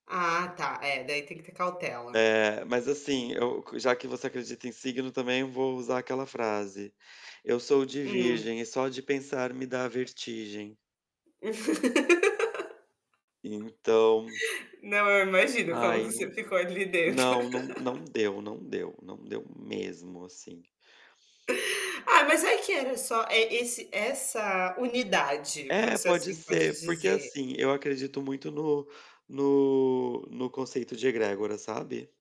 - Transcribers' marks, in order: other background noise; laugh; laugh; static
- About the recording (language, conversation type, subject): Portuguese, unstructured, Você acha importante conhecer outras religiões para entender a cultura?